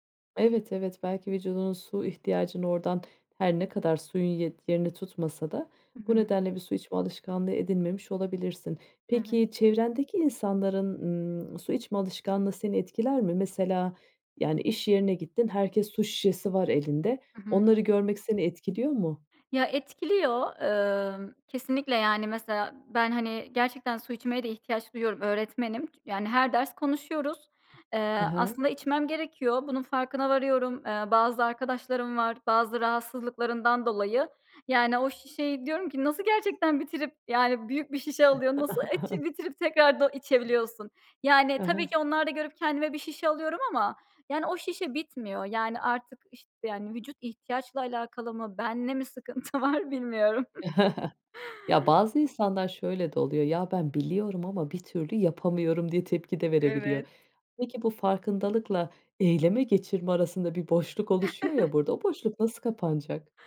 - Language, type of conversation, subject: Turkish, podcast, Gün içinde su içme alışkanlığını nasıl geliştirebiliriz?
- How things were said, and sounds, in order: chuckle; unintelligible speech; laughing while speaking: "var"; chuckle; other background noise; other noise; chuckle